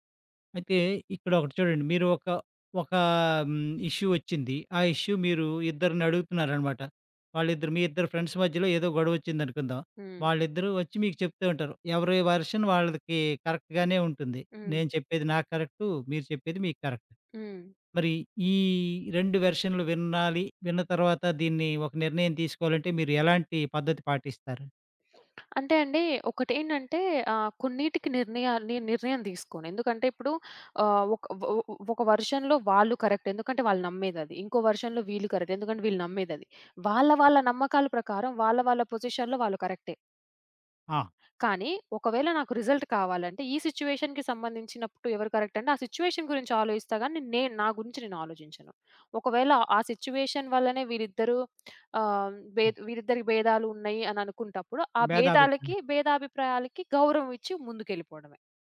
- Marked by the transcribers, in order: in English: "ఇష్యూ"; in English: "ఇష్యూ"; in English: "ఫ్రెండ్స్"; in English: "వెర్షన్"; in English: "కరెక్ట్‌గానే"; in English: "కరెక్ట్"; in English: "వెర్షన్‌లో"; in English: "కరెక్ట్"; in English: "వెర్షన్‌లో"; in English: "కరెక్ట్"; tapping; in English: "పొజిషన్‌లో"; in English: "రిజల్ట్"; in English: "సిట్యుయేషన్‌కి"; in English: "కరెక్ట్"; in English: "సిట్యుయేషన్"; in English: "సిట్యుయేషన్"
- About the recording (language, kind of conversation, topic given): Telugu, podcast, ఒకే మాటను ఇద్దరు వేర్వేరు అర్థాల్లో తీసుకున్నప్పుడు మీరు ఎలా స్పందిస్తారు?